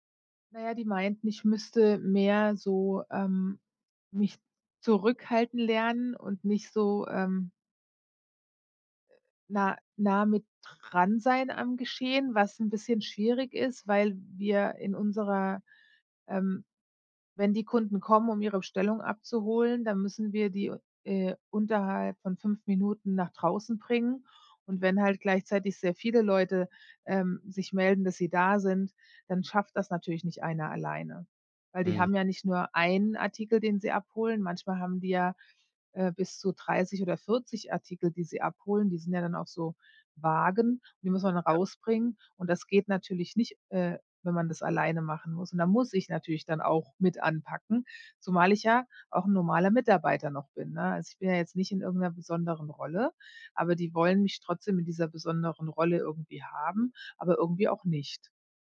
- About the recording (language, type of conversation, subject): German, advice, Ist jetzt der richtige Zeitpunkt für einen Jobwechsel?
- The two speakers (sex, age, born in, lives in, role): female, 45-49, Germany, United States, user; male, 30-34, Germany, Germany, advisor
- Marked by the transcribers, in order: stressed: "muss"